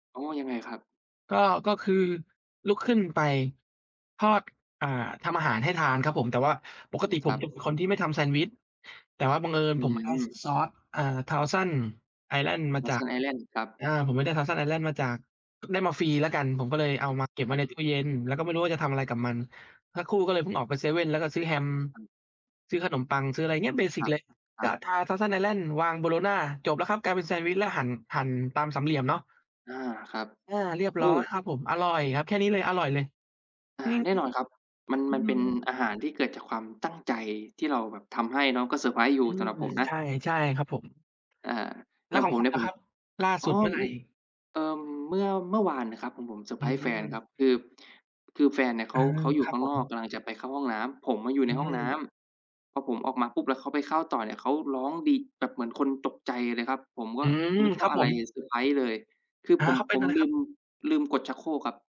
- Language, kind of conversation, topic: Thai, unstructured, เวลาที่คุณมีความสุขที่สุดกับครอบครัวของคุณคือเมื่อไหร่?
- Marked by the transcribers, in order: other background noise